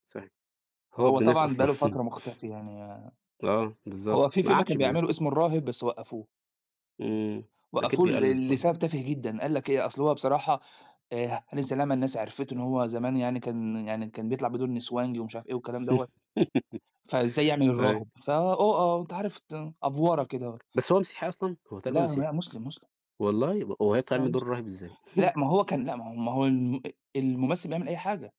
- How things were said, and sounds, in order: chuckle; laugh; tapping; in English: "أفْوَرَة"; chuckle
- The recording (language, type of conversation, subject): Arabic, unstructured, إيه الفيلم اللي غيّر نظرتك للحياة؟